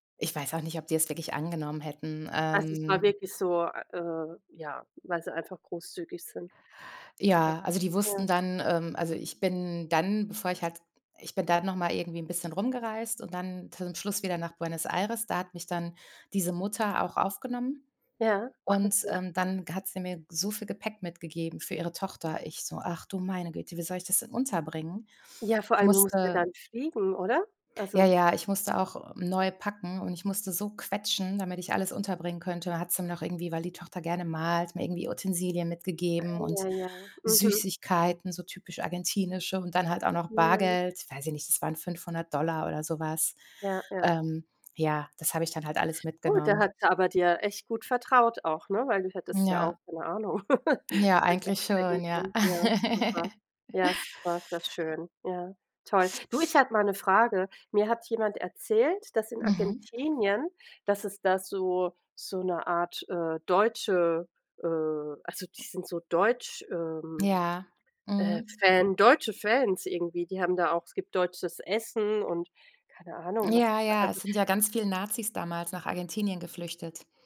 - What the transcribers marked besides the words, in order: unintelligible speech; laugh; tapping
- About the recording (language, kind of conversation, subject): German, unstructured, Wie bist du auf Reisen mit unerwarteten Rückschlägen umgegangen?